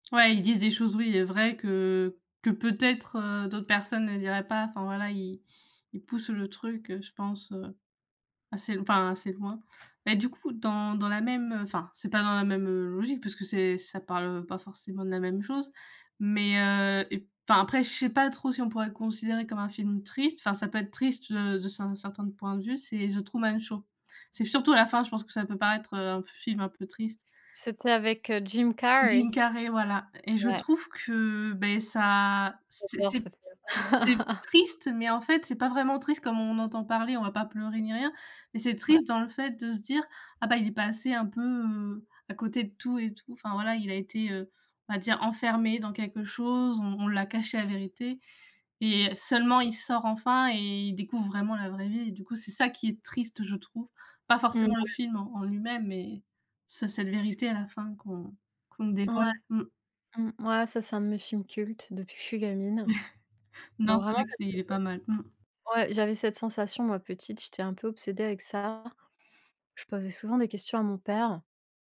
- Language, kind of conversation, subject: French, unstructured, As-tu un souvenir lié à un film triste que tu aimerais partager ?
- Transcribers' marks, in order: chuckle; other noise; other background noise; chuckle